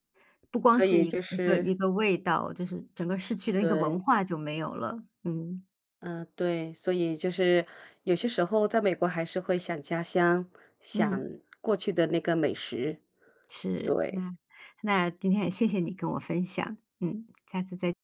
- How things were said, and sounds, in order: none
- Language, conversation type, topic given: Chinese, podcast, 有没有一道让你特别怀念的童年味道？